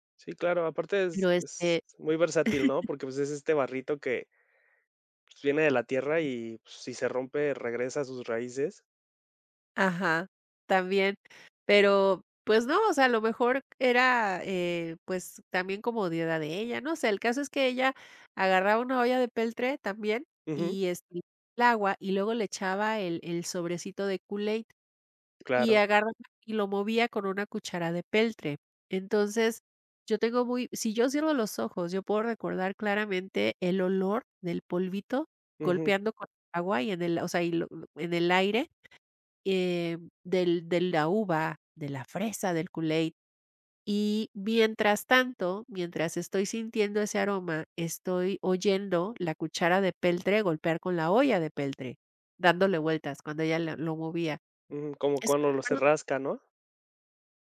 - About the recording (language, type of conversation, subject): Spanish, podcast, ¿Cuál es tu recuerdo culinario favorito de la infancia?
- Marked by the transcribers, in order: laugh; other noise; unintelligible speech